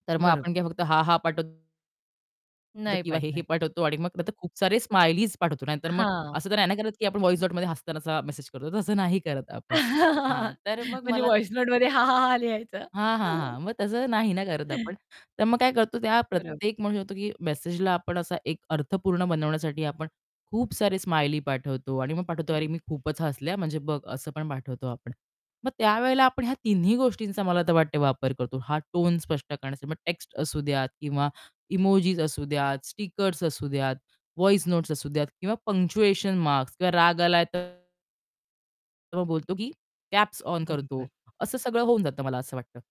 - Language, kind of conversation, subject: Marathi, podcast, मेसेजचा सूर स्पष्ट करण्यासाठी तुम्ही काय वापरता?
- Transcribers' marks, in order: distorted speech; other background noise; in English: "व्हॉइस नोटमध्ये"; chuckle; in English: "व्हॉइस नोटमध्ये"; tapping; chuckle; "वाटतं" said as "वाटत"; in English: "व्हॉइस नोट्स"; in English: "पंक्च्युएशन मार्क्स"; static; in English: "कॅप्स ऑन"; unintelligible speech